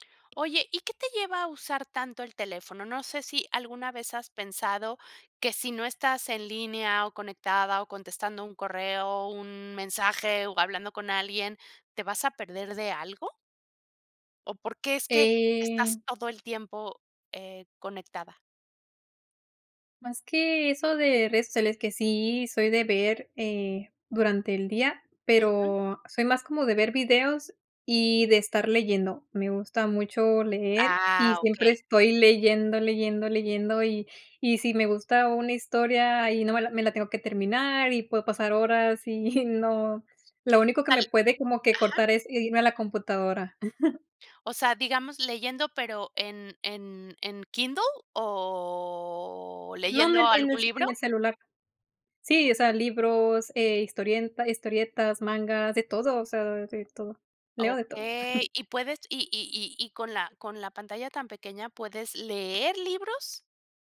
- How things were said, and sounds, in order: other background noise; chuckle; chuckle; drawn out: "o"; chuckle
- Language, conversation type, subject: Spanish, podcast, ¿Hasta dónde dejas que el móvil controle tu día?